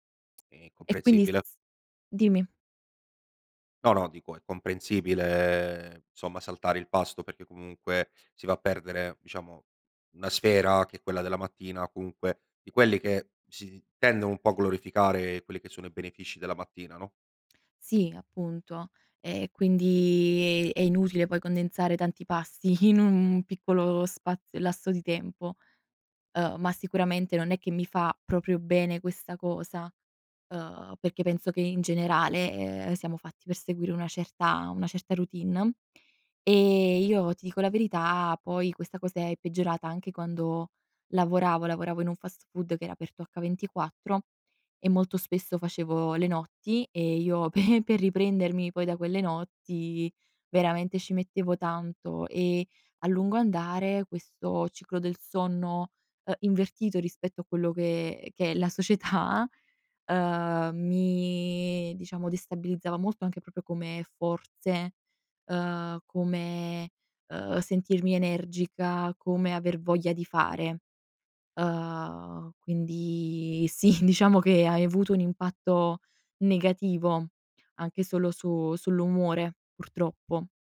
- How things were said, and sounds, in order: laughing while speaking: "pasti in"; laughing while speaking: "pe"; laughing while speaking: "società"; "proprio" said as "propio"; laughing while speaking: "sì"
- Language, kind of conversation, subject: Italian, podcast, Che ruolo ha il sonno nella tua crescita personale?